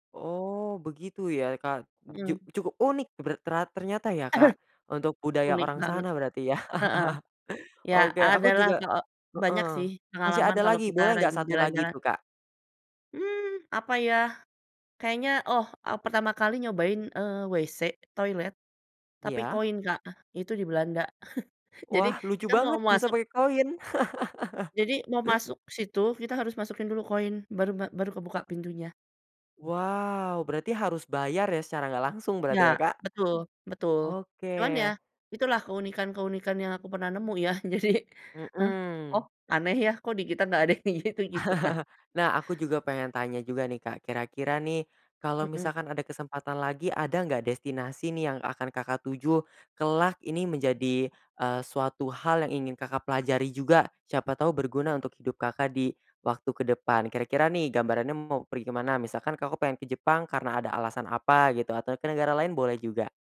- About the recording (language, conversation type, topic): Indonesian, podcast, Adakah destinasi yang pernah mengajarkan kamu pelajaran hidup penting, dan destinasi apa itu?
- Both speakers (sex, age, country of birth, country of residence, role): female, 40-44, Indonesia, Indonesia, guest; male, 20-24, Indonesia, Indonesia, host
- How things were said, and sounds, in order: chuckle; chuckle; laugh; other background noise; laughing while speaking: "Jadi"; laughing while speaking: "ada gitu gitu"; chuckle